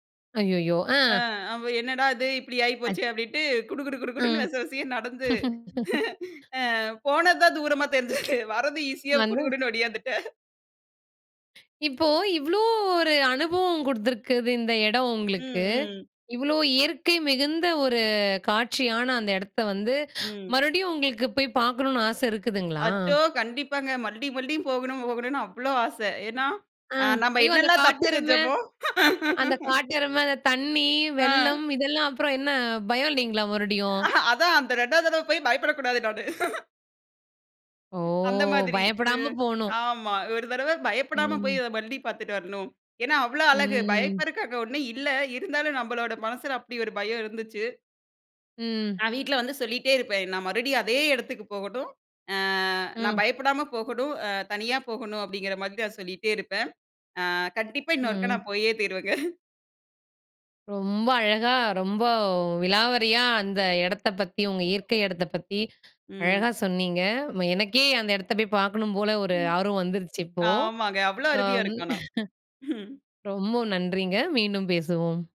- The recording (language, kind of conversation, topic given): Tamil, podcast, மீண்டும் செல்ல விரும்பும் இயற்கை இடம் எது, ஏன் அதை மீண்டும் பார்க்க விரும்புகிறீர்கள்?
- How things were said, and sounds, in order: laughing while speaking: "இது இப்படி ஆயிப்போச்சே அப்படின்ட்டு குடு … குடு குடுன்னு ஓடியாந்துட்டேன்"; drawn out: "குடு"; laugh; inhale; inhale; laughing while speaking: "அச்சோ! கண்டிப்பாங்க. மறுடியு மறுபடியும் போகணும் … என்னலாம் தப்பு செஞ்சமோ"; "மறுபடியும்" said as "மறுடியு"; afraid: "ஐயோ!"; anticipating: "அந்த காட்டெருமை அந்த காட்டெருமை அந்த … பயம் இல்லைங்களா? மறுபடியும்"; laughing while speaking: "அ அதான் அந்த ரெண்டாவது தடவை போய் பயப்படக்கூடாது நானு"; drawn out: "ஓ!"; other background noise; laughing while speaking: "அப்படிங்கிற மாரி நான் சொல்லிட்டே இருப்பேன். அ கண்டிப்பா இன்னொருக்கா நான் போயே தீருவேங்க"; inhale; laughing while speaking: "ரொம்ப நன்றின்ங்க. மீண்டும் பேசுவோம்"; chuckle